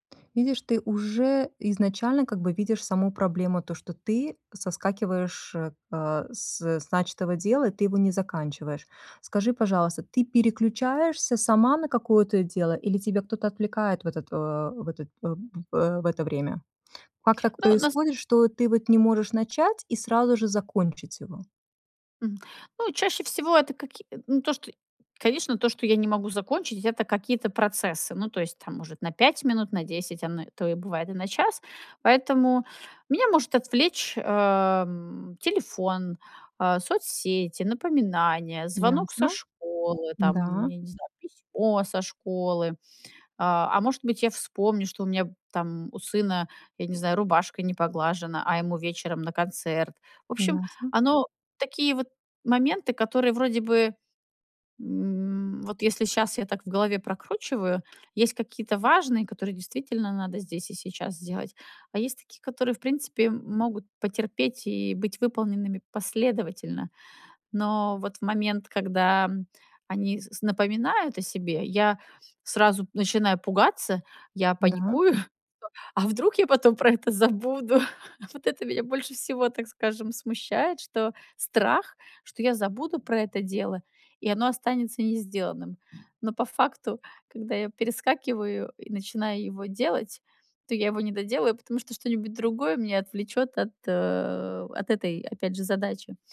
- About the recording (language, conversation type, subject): Russian, advice, Как у вас проявляется привычка часто переключаться между задачами и терять фокус?
- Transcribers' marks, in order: chuckle; laughing while speaking: "забуду?"